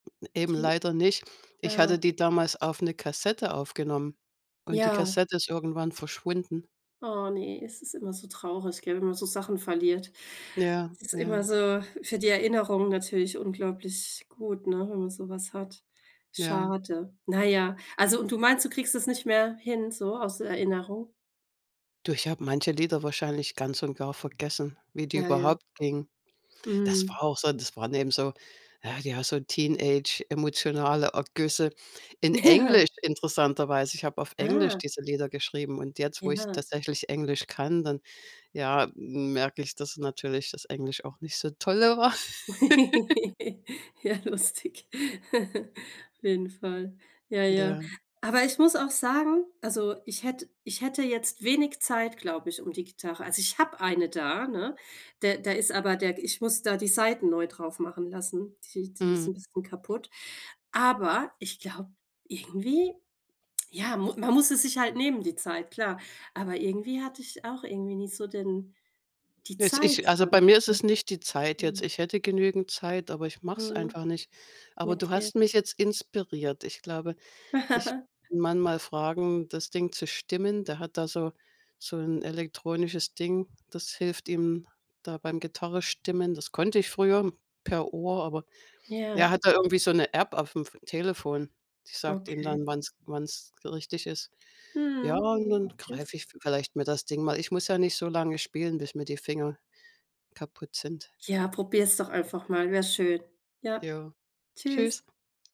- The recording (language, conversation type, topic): German, unstructured, Was hat deinen Wunsch ausgelöst, ein Instrument zu spielen?
- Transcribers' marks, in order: laughing while speaking: "Ja"; laugh; laughing while speaking: "Ja, lustig"; laugh; laugh; other background noise